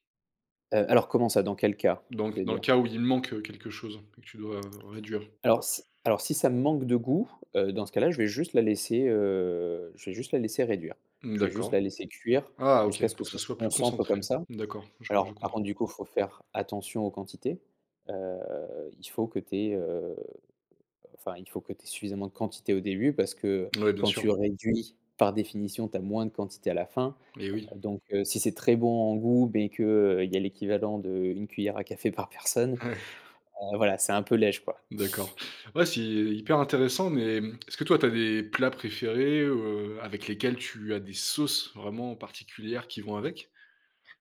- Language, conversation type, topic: French, podcast, As-tu une astuce pour rattraper une sauce ratée ?
- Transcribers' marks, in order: chuckle; "léger" said as "lège"; stressed: "sauces"